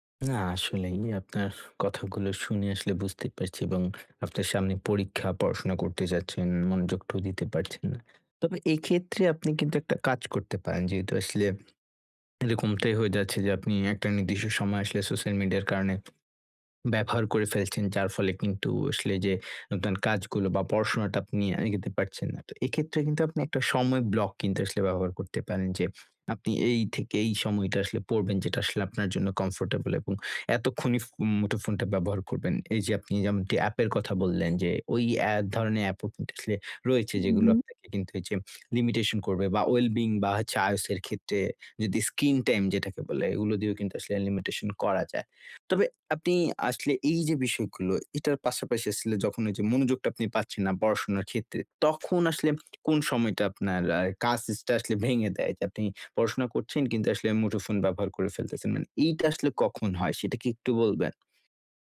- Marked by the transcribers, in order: "এগোতে" said as "এগেতে"; in English: "well-being"
- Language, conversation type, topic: Bengali, advice, সোশ্যাল মিডিয়ার ব্যবহার সীমিত করে আমি কীভাবে মনোযোগ ফিরিয়ে আনতে পারি?